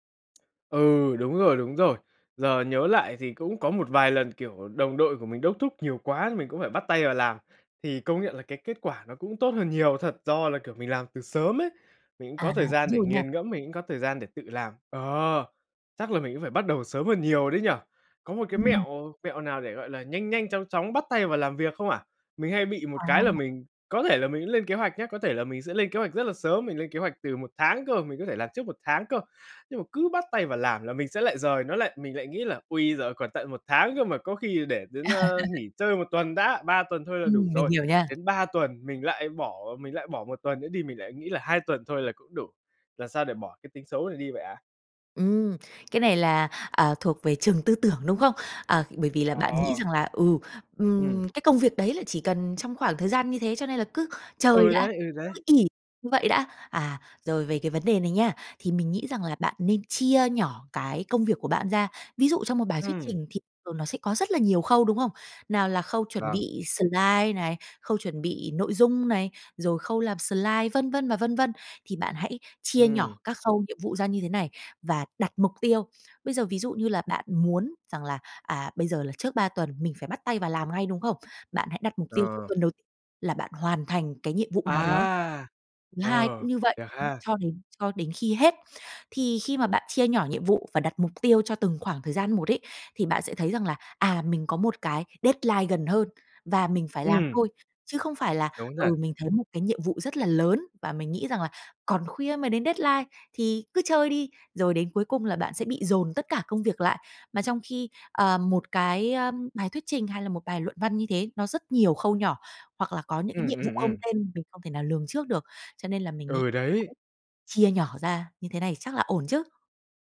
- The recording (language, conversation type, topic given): Vietnamese, advice, Làm thế nào để ước lượng chính xác thời gian hoàn thành các nhiệm vụ bạn thường xuyên làm?
- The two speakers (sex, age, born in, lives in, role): female, 30-34, Vietnam, Vietnam, advisor; male, 20-24, Vietnam, Vietnam, user
- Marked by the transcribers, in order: tapping; other background noise; laugh; in English: "slide"; in English: "slide"; in English: "deadline"; in English: "deadline"; unintelligible speech